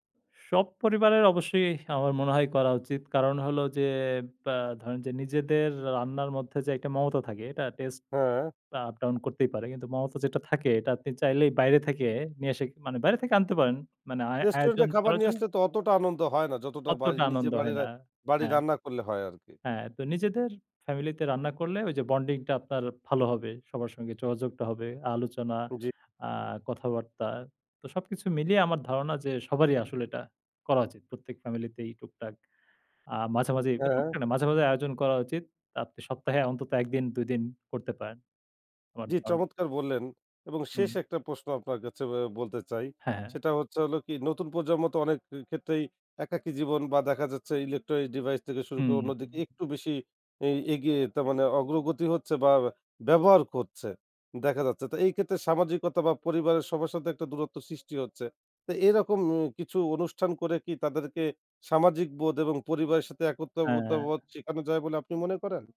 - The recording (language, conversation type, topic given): Bengali, podcast, বাড়িতে পরিবারের সবাই মিলে রান্না করার জন্য কোন রেসিপি সবচেয়ে ভালো?
- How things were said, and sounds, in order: none